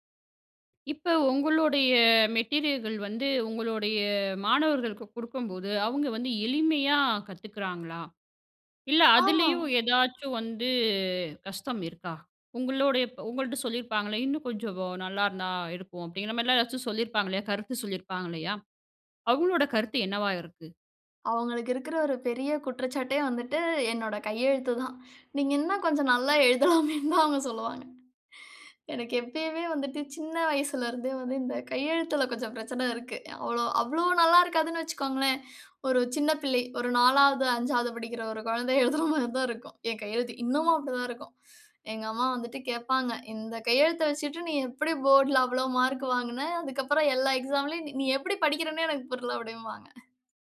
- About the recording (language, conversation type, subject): Tamil, podcast, நீங்கள் உருவாக்கிய கற்றல் பொருட்களை எவ்வாறு ஒழுங்குபடுத்தி அமைப்பீர்கள்?
- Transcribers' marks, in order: drawn out: "வந்து"; laughing while speaking: "நல்லா எழுதலாமேன்னுதான் அவங்க சொல்லுவாங்க. எனக்கு … எனக்கு புர்ல அப்படின்பாங்க"; other background noise